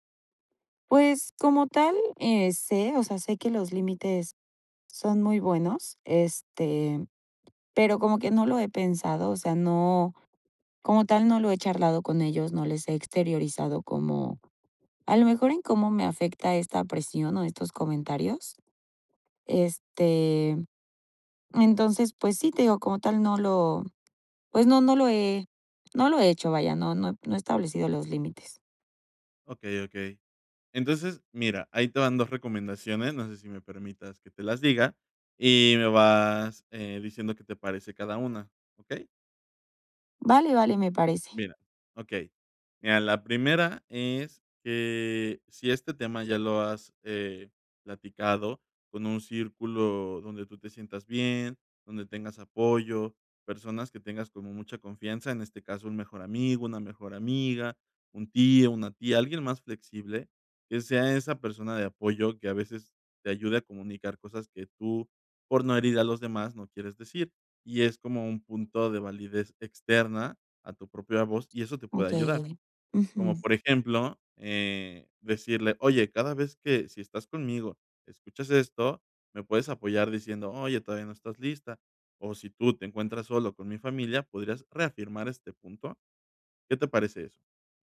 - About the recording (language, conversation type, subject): Spanish, advice, ¿Cómo te has sentido ante la presión de tu familia para casarte y formar pareja pronto?
- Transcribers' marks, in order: other background noise; tapping